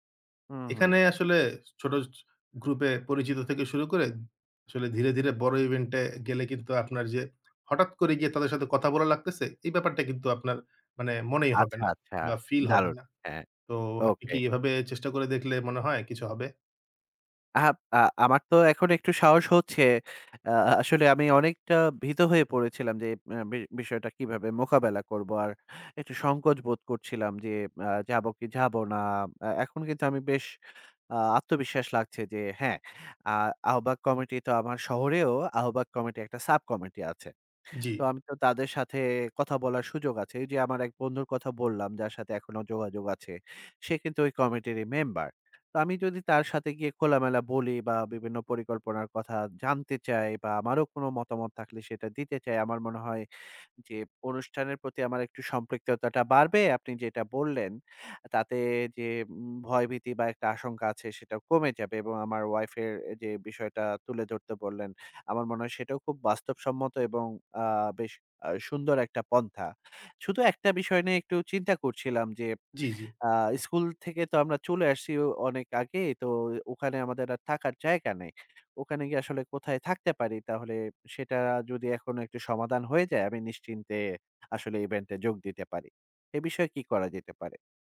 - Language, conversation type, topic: Bengali, advice, সামাজিক উদ্বেগের কারণে গ্রুপ ইভেন্টে যোগ দিতে আপনার ভয় লাগে কেন?
- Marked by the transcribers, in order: none